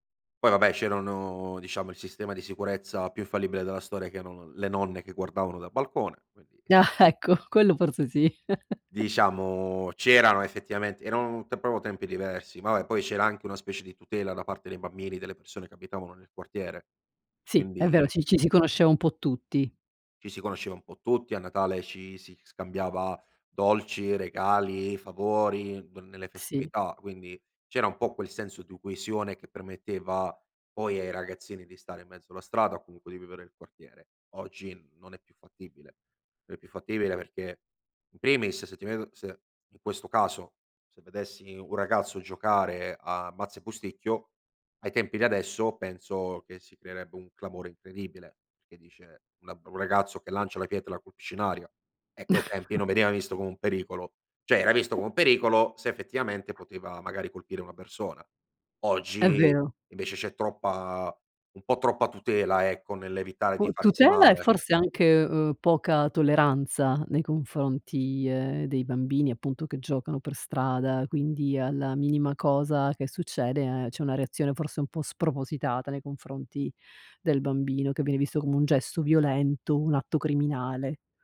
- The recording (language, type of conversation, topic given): Italian, podcast, Che giochi di strada facevi con i vicini da piccolo?
- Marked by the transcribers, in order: laughing while speaking: "Ah"; chuckle; "proprio" said as "popo"; "coesione" said as "cuisione"; chuckle; unintelligible speech; "cioè" said as "ceh"; other background noise